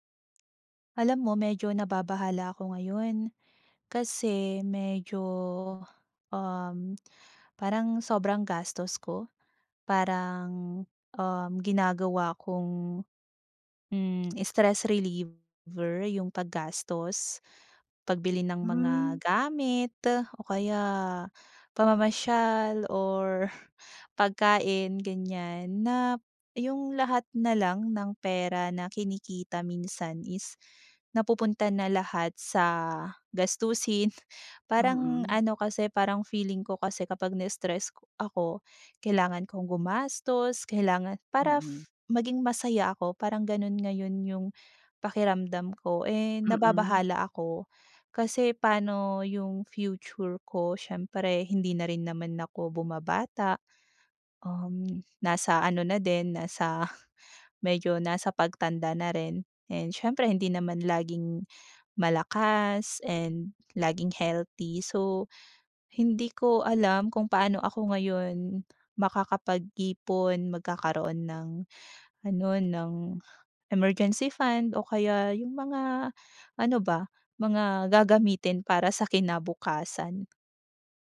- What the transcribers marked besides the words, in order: tongue click
- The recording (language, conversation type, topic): Filipino, advice, Paano ko mababalanse ang kasiyahan ngayon at seguridad sa pera para sa kinabukasan?